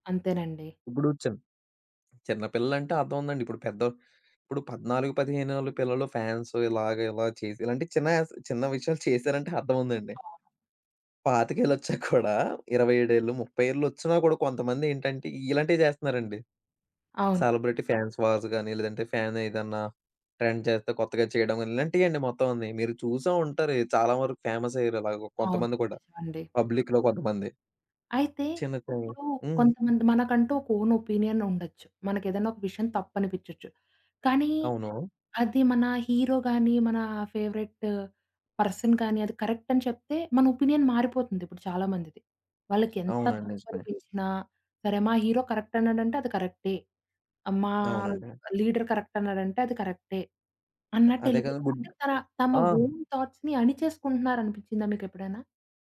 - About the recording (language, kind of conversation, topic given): Telugu, podcast, సెలెబ్రిటీ సంస్కృతి యువతపై ఎలాంటి ప్రభావం చూపుతుంది?
- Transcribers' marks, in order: in English: "ఫ్యాన్స్"; chuckle; in English: "సెలబ్రిటీ ఫాన్స్ వార్స్"; in English: "ఫ్యాన్"; in English: "ట్రెండ్"; in English: "పబ్లిక్‌లో"; in English: "ఓన్ ఒపీనియన్"; in English: "హీరో"; in English: "పర్సన్"; in English: "కరెక్ట్"; in English: "ఒపీనియన్"; other background noise; in English: "హీరో కరెక్ట్"; in English: "లీడర్ కరెక్ట్"; in English: "ఓన్ థాట్స్‌ని"; in English: "గుడ్"